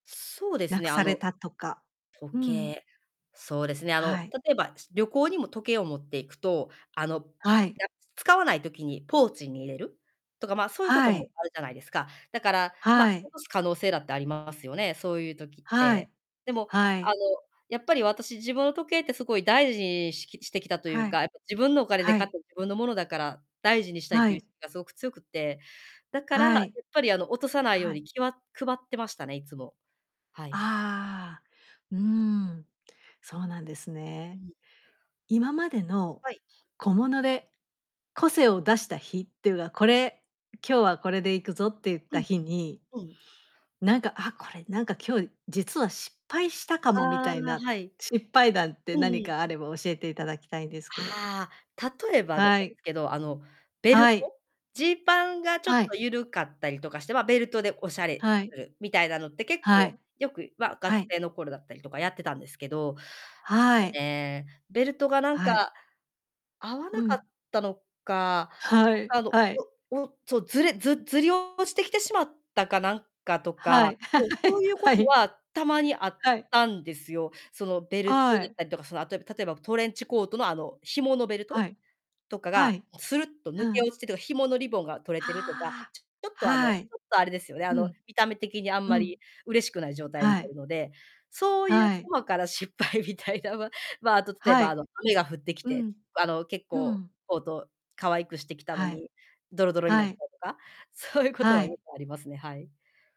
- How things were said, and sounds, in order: distorted speech; other background noise; "学生" said as "がつせい"; laugh; laughing while speaking: "失敗みたいなんは"
- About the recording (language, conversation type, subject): Japanese, podcast, 小物で自分らしさを出すには、どんな工夫をするとよいですか？